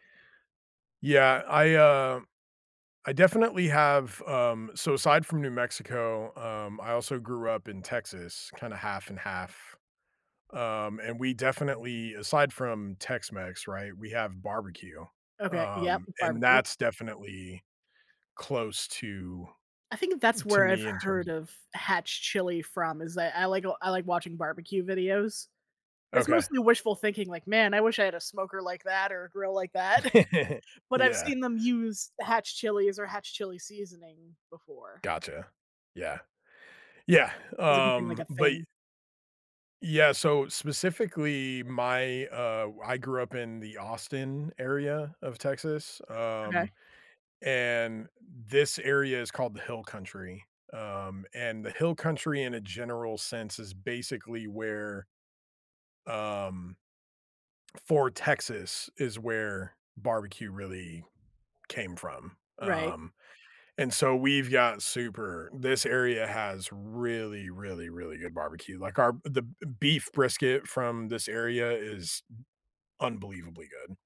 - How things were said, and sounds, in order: tapping; other background noise; chuckle
- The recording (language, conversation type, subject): English, unstructured, How can I recreate the foods that connect me to my childhood?